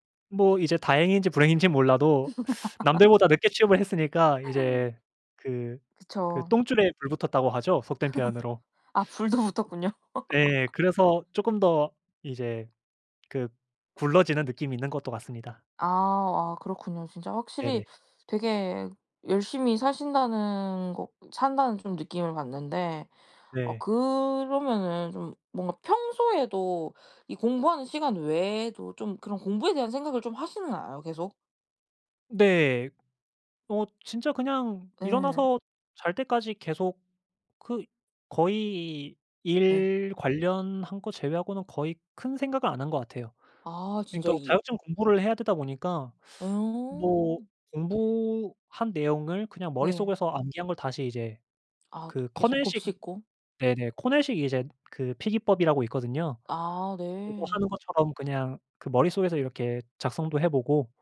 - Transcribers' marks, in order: laugh; other background noise; laugh; laughing while speaking: "붙었군요"; laugh
- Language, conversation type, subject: Korean, podcast, 공부 동기를 어떻게 찾으셨나요?